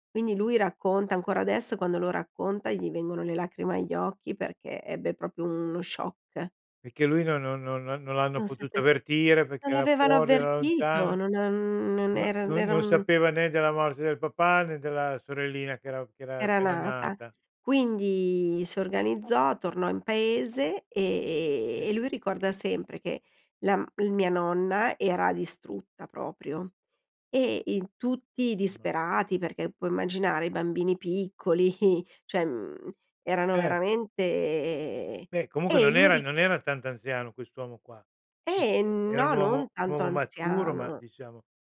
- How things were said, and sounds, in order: "proprio" said as "propio"; "Perché" said as "pecché"; other background noise; unintelligible speech; laughing while speaking: "piccoli"; "cioè" said as "ceh"; other noise
- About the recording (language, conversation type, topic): Italian, podcast, In che modo le storie dei tuoi nonni influenzano la tua vita oggi?